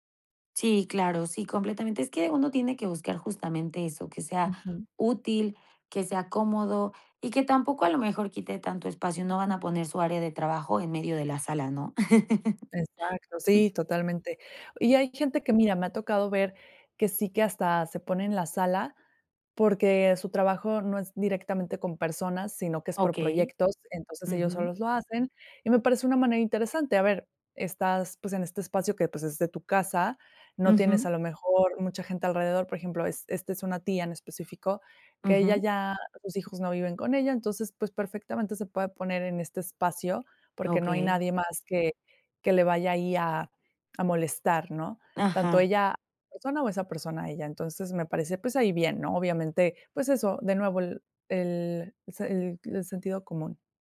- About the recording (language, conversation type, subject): Spanish, podcast, ¿Cómo organizarías un espacio de trabajo pequeño en casa?
- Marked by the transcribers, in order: laugh; other noise; tapping